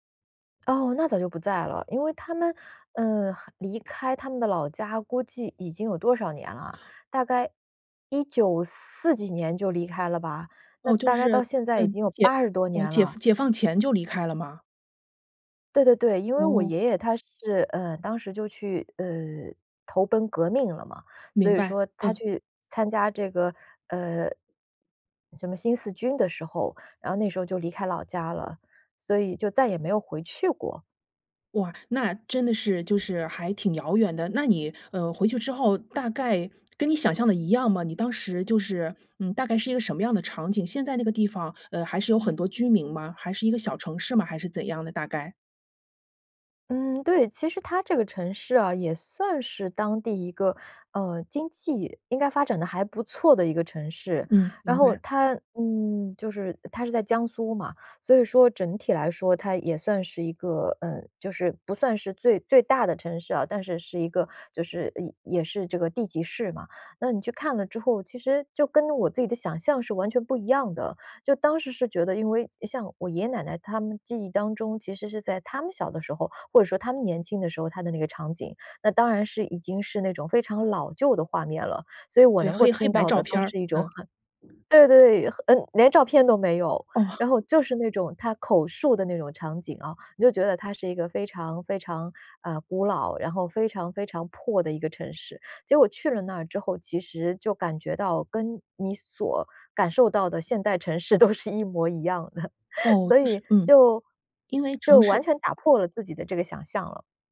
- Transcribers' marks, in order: other background noise; laughing while speaking: "都是一模一样的"; laugh
- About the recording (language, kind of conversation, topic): Chinese, podcast, 你曾去过自己的祖籍地吗？那次经历给你留下了怎样的感受？